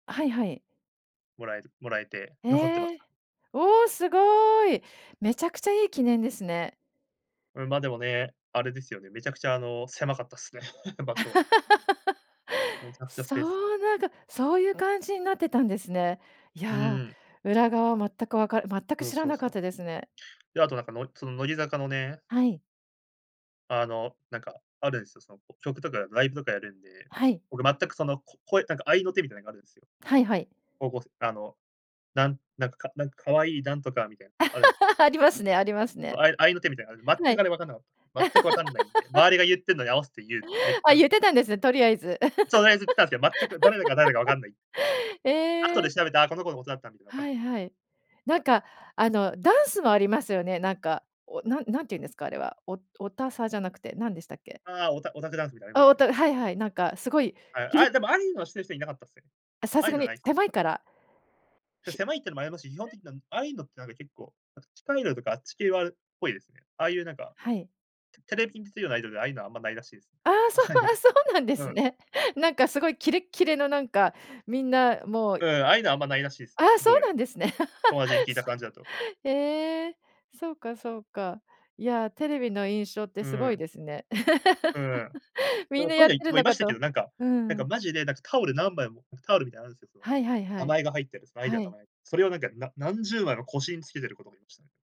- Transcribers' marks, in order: laugh; chuckle; other background noise; laugh; laugh; laugh; laughing while speaking: "あ、そうなんですね"; laugh; laugh
- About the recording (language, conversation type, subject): Japanese, podcast, ライブやコンサートで最も印象に残っている出来事は何ですか？
- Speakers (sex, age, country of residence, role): female, 50-54, Japan, host; male, 20-24, Japan, guest